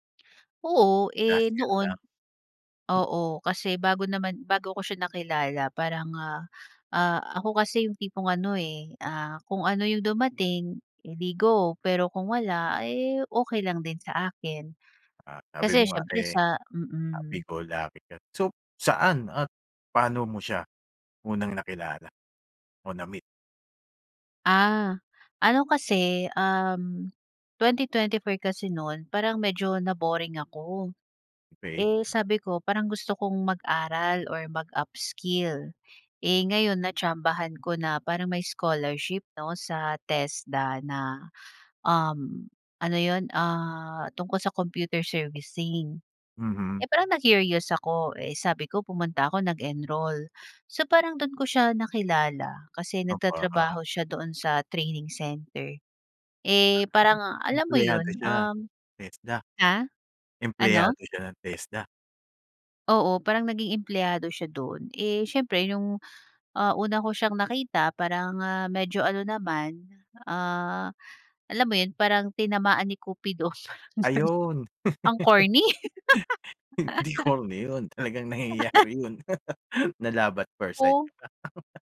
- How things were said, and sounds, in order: tapping; laugh; laughing while speaking: "Hindi ko corny 'yon, talagang … first sight ka"; laughing while speaking: "parang gano'n"; laugh; laugh
- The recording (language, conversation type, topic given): Filipino, podcast, Sino ang bigla mong nakilala na nagbago ng takbo ng buhay mo?